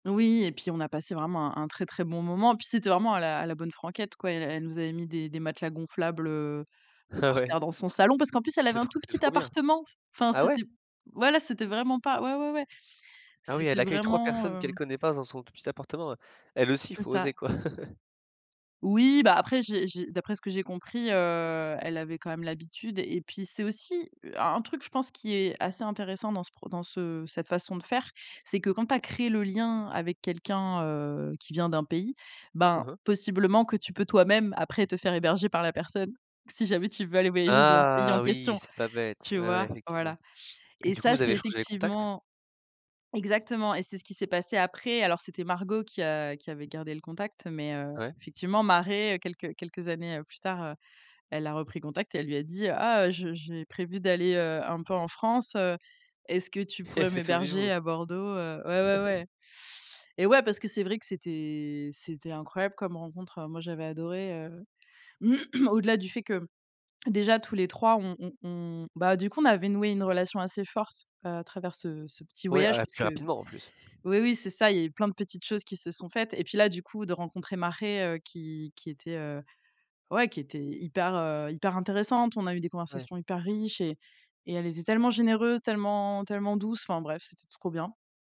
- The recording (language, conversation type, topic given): French, podcast, Te souviens-tu d’un voyage qui t’a vraiment marqué ?
- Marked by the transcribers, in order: laughing while speaking: "Ouais"; chuckle; chuckle; throat clearing